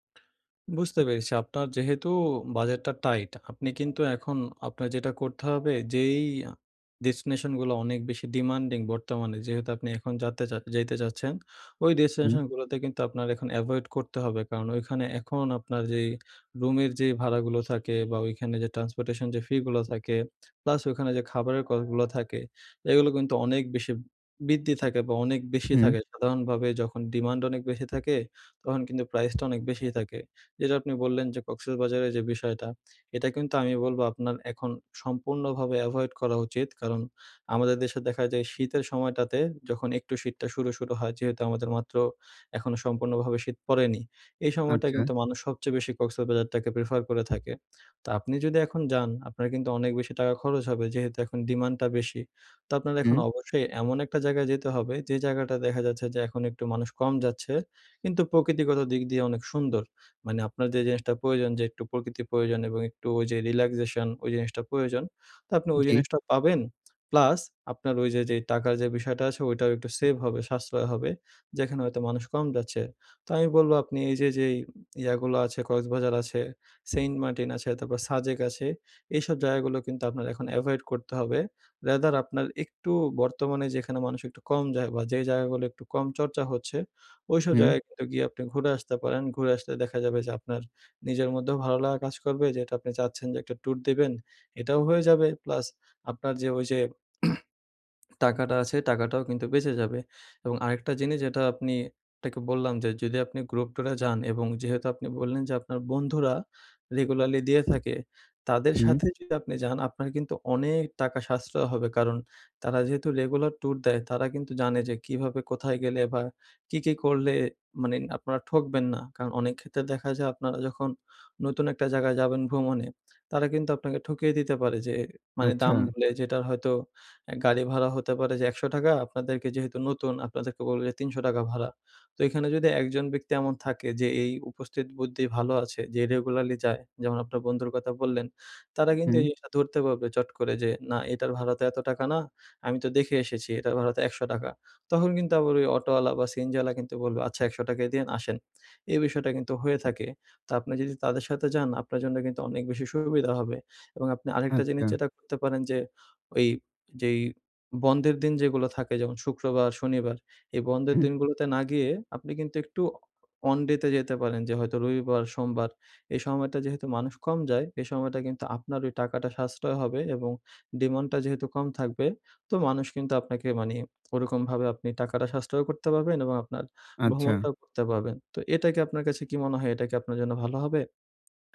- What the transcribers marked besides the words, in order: tapping; other background noise; lip smack; "কস্টগুলো" said as "কগুলো"; "রিল্যাক্সেশন" said as "লিল্যাকজেশন"; throat clearing; "ডিমান্ডটা" said as "ডিমণ্ডটা"; lip smack
- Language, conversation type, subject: Bengali, advice, ভ্রমণের জন্য বাস্তবসম্মত বাজেট কীভাবে তৈরি ও খরচ পরিচালনা করবেন?